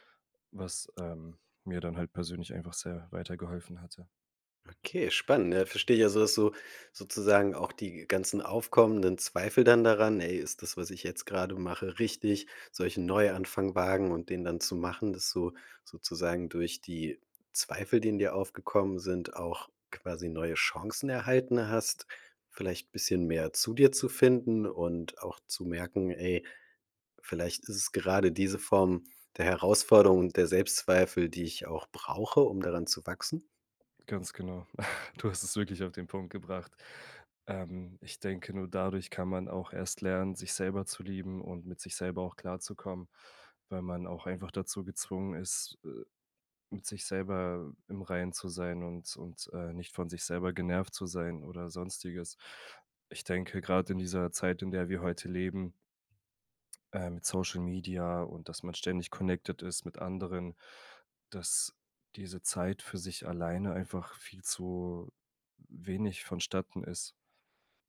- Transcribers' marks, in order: chuckle; in English: "connected"
- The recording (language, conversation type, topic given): German, podcast, Wie gehst du mit Zweifeln bei einem Neuanfang um?